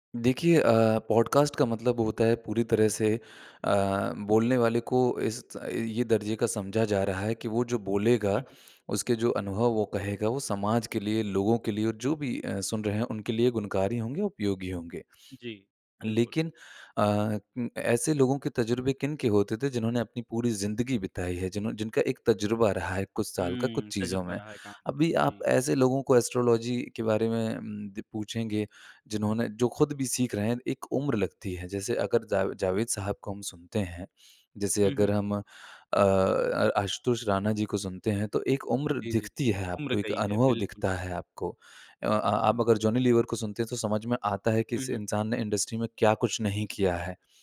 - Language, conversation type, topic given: Hindi, podcast, इन्फ्लुएंसर संस्कृति ने हमारी रोज़मर्रा की पसंद को कैसे बदल दिया है?
- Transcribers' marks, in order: in English: "पॉडकास्ट"; in English: "एस्ट्रोलॉजी"; in English: "इंडस्ट्री"